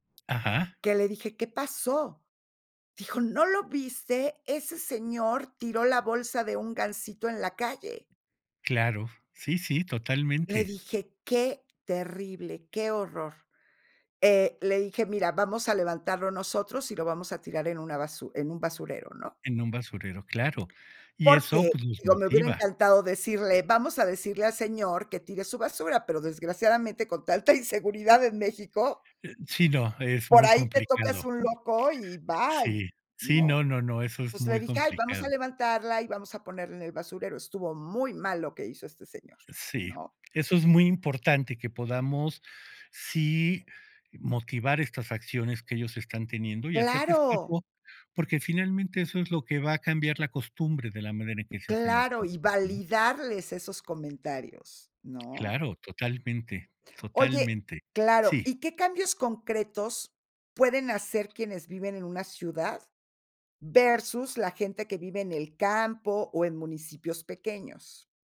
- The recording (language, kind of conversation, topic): Spanish, podcast, ¿Tienes algún truco para reducir la basura que generas?
- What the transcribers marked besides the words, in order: laughing while speaking: "tanta inseguridad"; stressed: "muy mal"; unintelligible speech; tapping; stressed: "validarles"